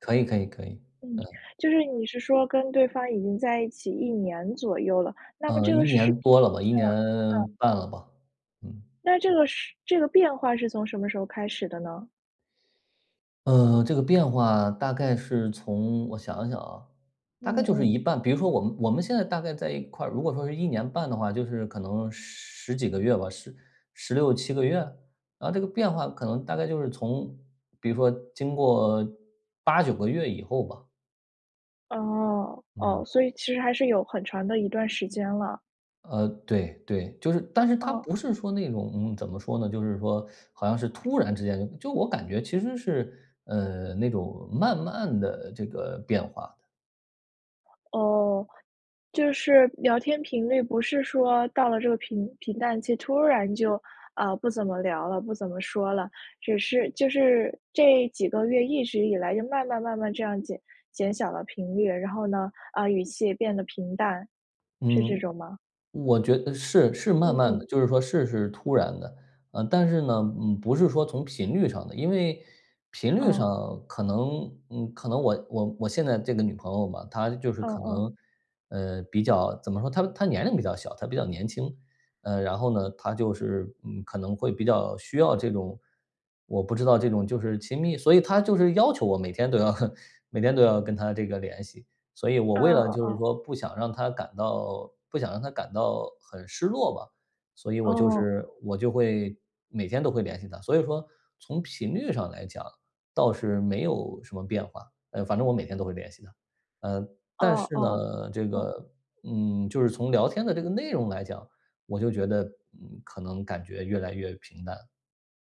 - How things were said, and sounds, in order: other background noise; teeth sucking; chuckle
- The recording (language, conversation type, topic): Chinese, advice, 当你感觉伴侣渐行渐远、亲密感逐渐消失时，你该如何应对？